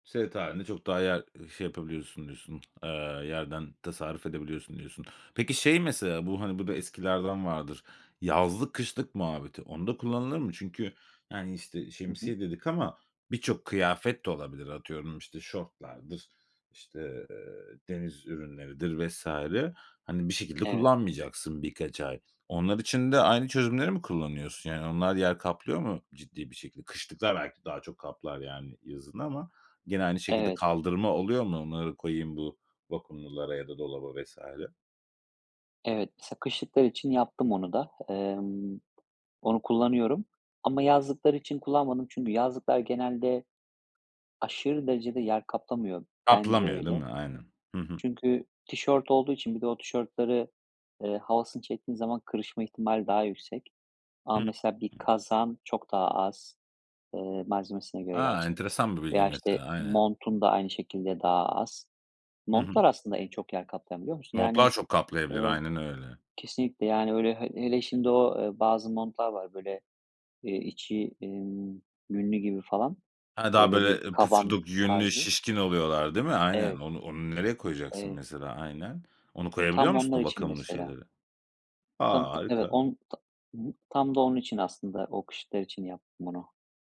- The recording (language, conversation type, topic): Turkish, podcast, Çok amaçlı bir alanı en verimli ve düzenli şekilde nasıl düzenlersin?
- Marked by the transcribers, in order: other background noise